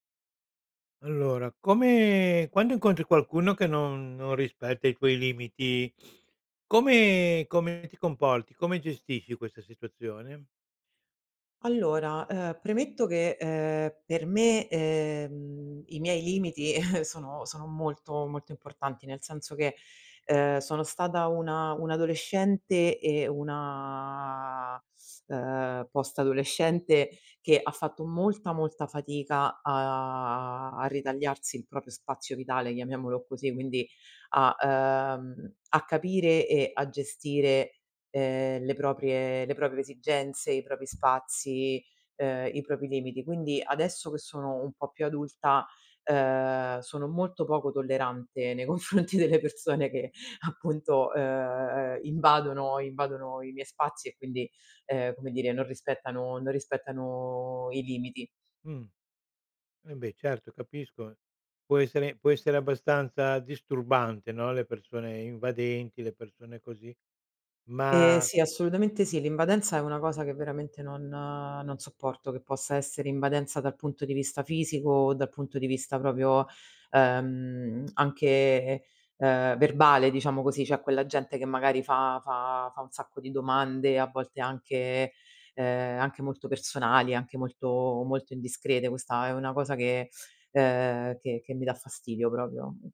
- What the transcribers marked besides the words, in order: sniff; chuckle; teeth sucking; other background noise; laughing while speaking: "nei confronti delle persone che appunto"
- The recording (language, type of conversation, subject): Italian, podcast, Come gestisci chi non rispetta i tuoi limiti?
- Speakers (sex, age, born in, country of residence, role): female, 35-39, Italy, Italy, guest; male, 70-74, Italy, Italy, host